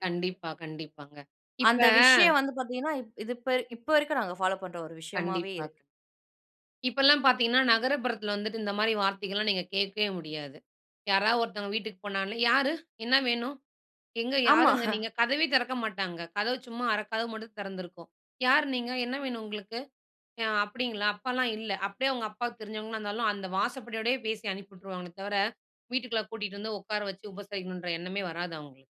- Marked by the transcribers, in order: "வரைக்கும்" said as "இருக்கறாங்க"; in English: "ஃபாலோ"; chuckle; other background noise
- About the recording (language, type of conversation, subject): Tamil, podcast, தமிழ் கலாச்சாரத்தை உங்கள் படைப்பில் எப்படி சேர்க்கிறீர்கள்?